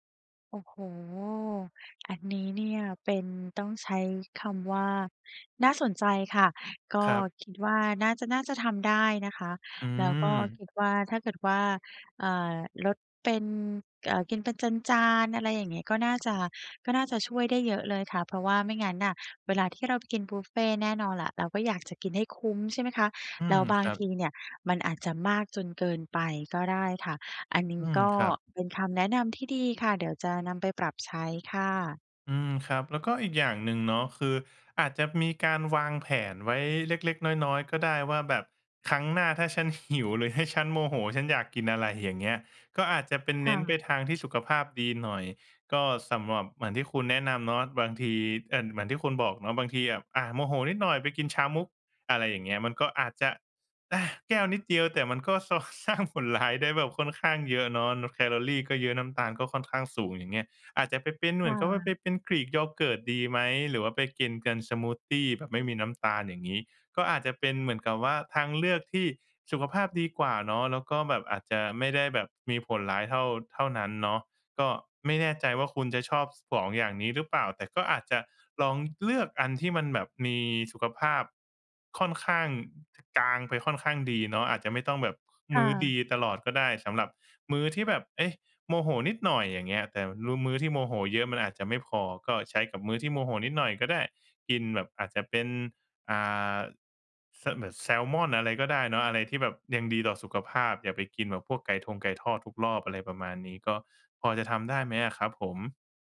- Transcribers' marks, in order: laughing while speaking: "ส สร้างผลร้าย"
- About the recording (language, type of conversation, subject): Thai, advice, จะรับมือกับความหิวและความอยากกินที่เกิดจากความเครียดได้อย่างไร?